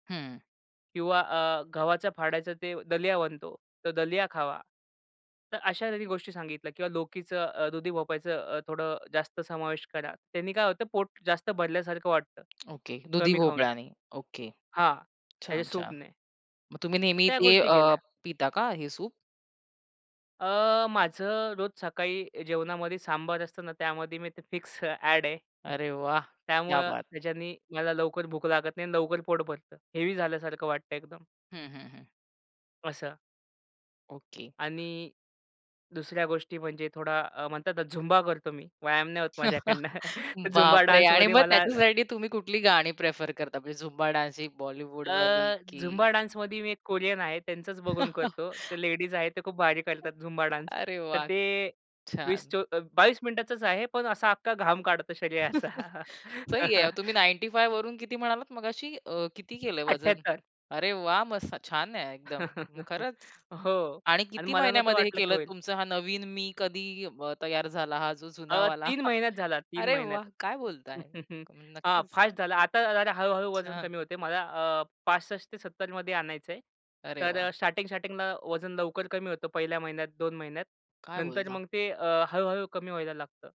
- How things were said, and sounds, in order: tapping; chuckle; in Hindi: "क्या बात है!"; chuckle; laughing while speaking: "माझ्याकडनं, झुंबा डान्समध्ये मला"; in English: "डान्समध्ये"; in English: "डान्सिंग"; in English: "डान्समध्ये"; laugh; in English: "डान्स"; chuckle; laughing while speaking: "सही आहे"; laughing while speaking: "शरीराचा"; in English: "नाइन्टी फाइव्ह"; chuckle; laugh; chuckle; other background noise
- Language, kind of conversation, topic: Marathi, podcast, नवीन ‘मी’ घडवण्यासाठी पहिले पाऊल कोणते असावे?